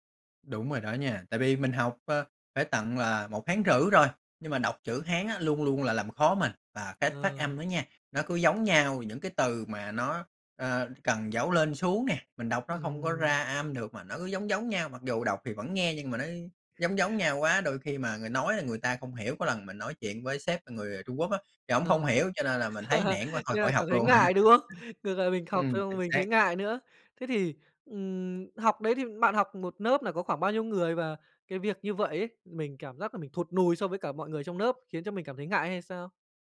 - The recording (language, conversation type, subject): Vietnamese, podcast, Bạn làm thế nào để duy trì động lực lâu dài?
- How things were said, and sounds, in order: tapping; other background noise; laugh; laugh; "lớp" said as "nớp"; "lớp" said as "nớp"